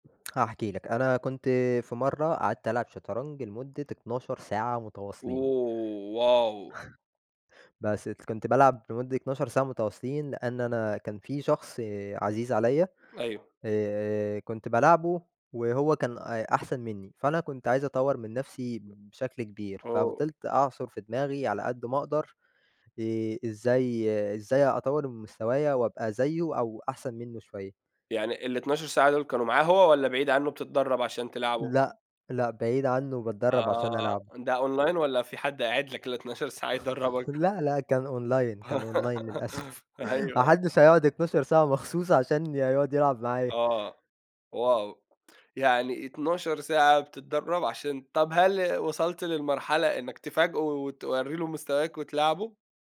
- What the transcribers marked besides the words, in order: in English: "oh wow!"; chuckle; other background noise; in English: "online"; laughing while speaking: "الاتناشر ساعة يدرّبك؟"; chuckle; in English: "online"; in English: "online"; laugh; laughing while speaking: "للأسف"; tapping; in English: "wow!"; other noise
- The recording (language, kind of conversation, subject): Arabic, podcast, إزاي بتنظم وقتك بين شغلك وهواياتك؟